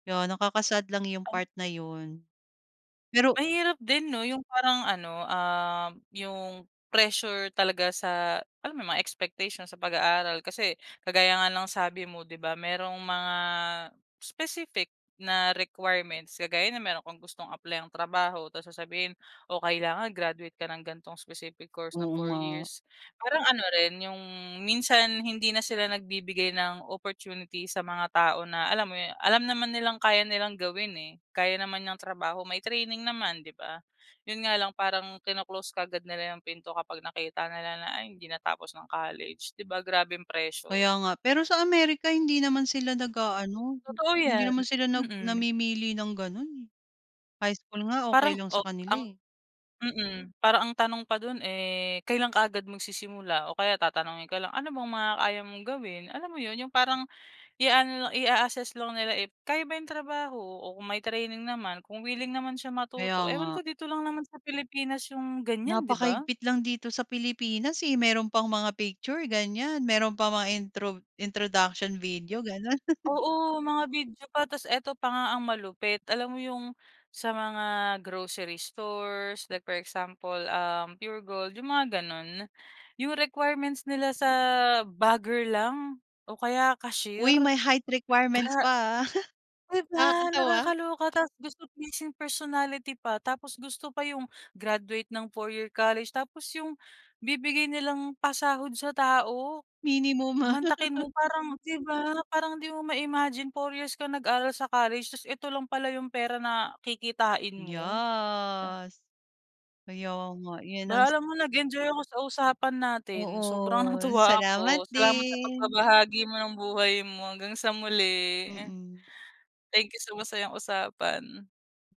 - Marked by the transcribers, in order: other background noise; tapping; giggle; chuckle; background speech; laugh; "Yes" said as "Yas"; laughing while speaking: "natuwa"
- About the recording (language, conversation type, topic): Filipino, podcast, Paano mo hinaharap ang pressure ng mga inaasahan sa pag-aaral?